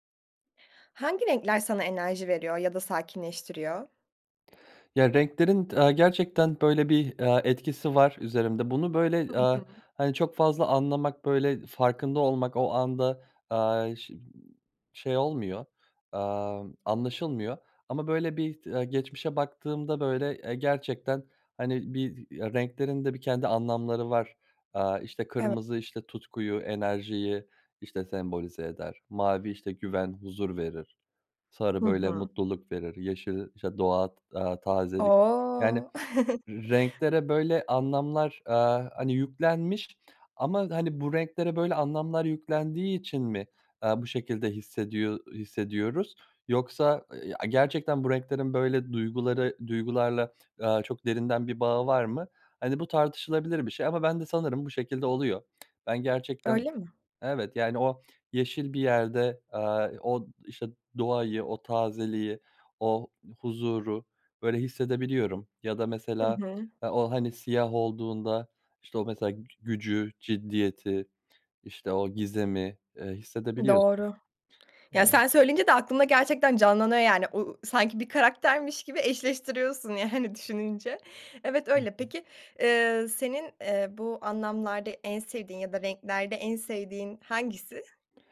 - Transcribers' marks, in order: drawn out: "O!"; chuckle; tapping; other background noise
- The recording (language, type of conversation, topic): Turkish, podcast, Hangi renkler sana enerji verir, hangileri sakinleştirir?